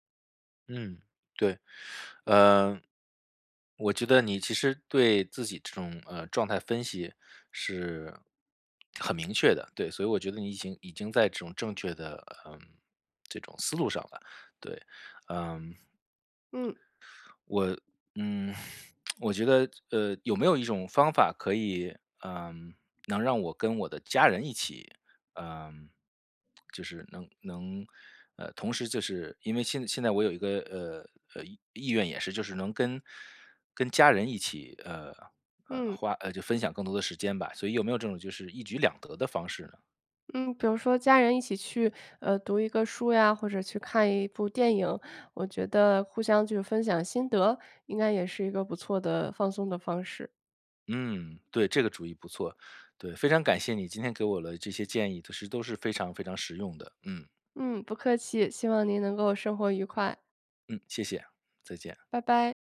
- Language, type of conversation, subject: Chinese, advice, 在忙碌的生活中，我如何坚持自我照护？
- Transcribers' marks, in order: tapping